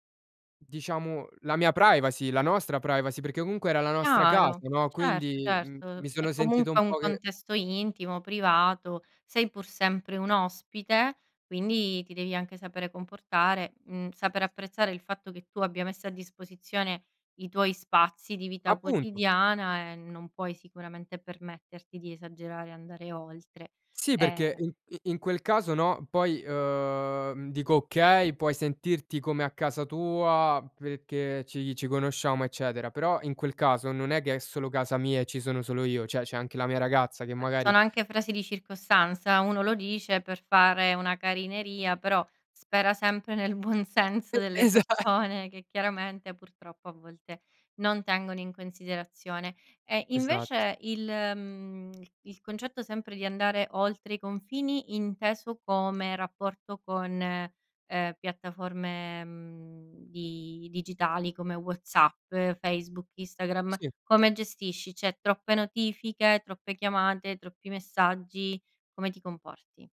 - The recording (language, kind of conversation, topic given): Italian, podcast, Come riconosci che qualcuno ha oltrepassato i tuoi confini?
- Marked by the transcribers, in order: "cioè" said as "ceh"; laughing while speaking: "buon"; laughing while speaking: "esa"; "Instagram" said as "Istagram"; "Cioè" said as "ceh"; tapping